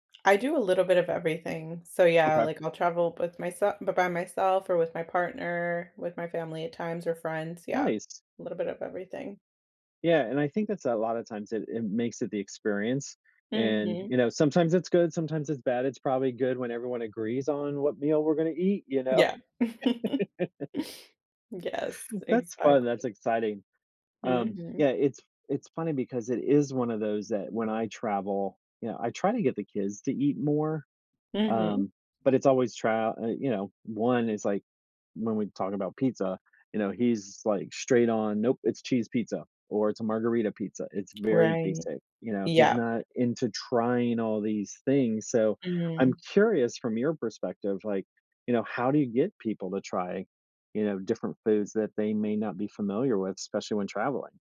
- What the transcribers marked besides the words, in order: tapping; chuckle; laugh; other background noise
- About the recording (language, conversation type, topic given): English, unstructured, How has trying new foods while traveling changed your perspective on different cultures?
- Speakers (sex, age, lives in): female, 35-39, United States; male, 55-59, United States